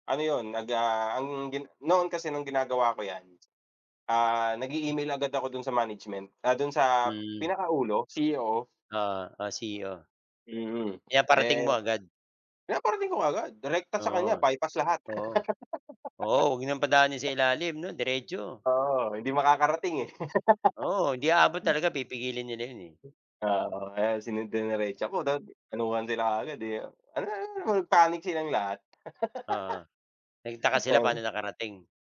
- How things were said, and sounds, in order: other background noise; tapping; laugh; laugh; other noise; laugh
- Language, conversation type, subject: Filipino, unstructured, Ano ang masasabi mo tungkol sa pagtatrabaho nang lampas sa oras na walang bayad?